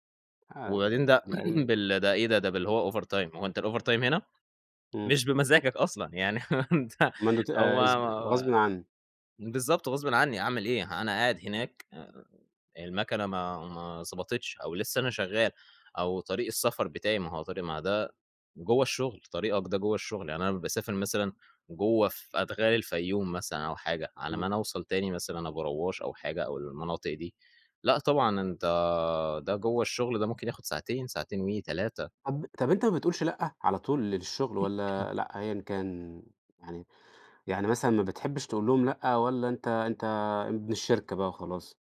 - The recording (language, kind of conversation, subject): Arabic, podcast, إزاي بتحافظ على توازن حياتك وإبداعك؟
- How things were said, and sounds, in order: throat clearing; in English: "over time"; in English: "الover time"; unintelligible speech; unintelligible speech; tapping; other background noise